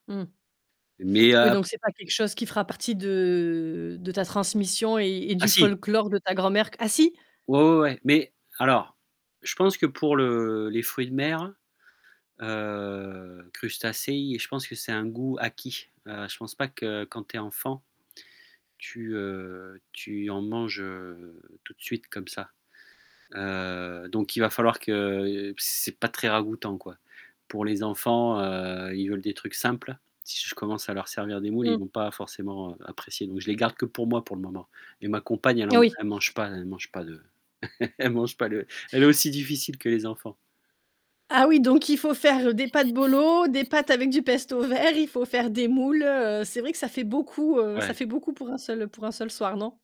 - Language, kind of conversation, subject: French, podcast, Quel plat te rappelle ton enfance ?
- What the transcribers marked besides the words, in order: static; distorted speech; drawn out: "de"; drawn out: "heu"; chuckle; other background noise